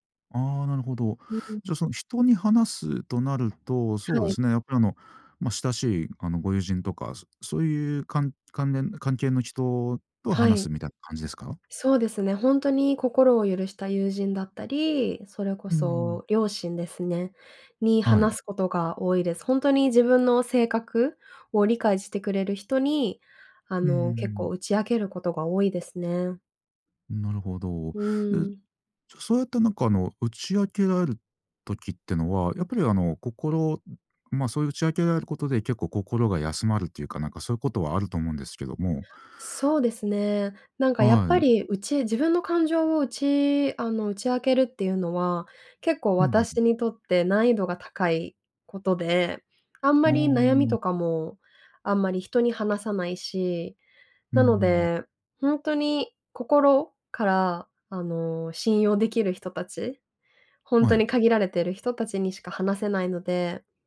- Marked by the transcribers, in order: none
- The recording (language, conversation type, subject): Japanese, podcast, 挫折から立ち直るとき、何をしましたか？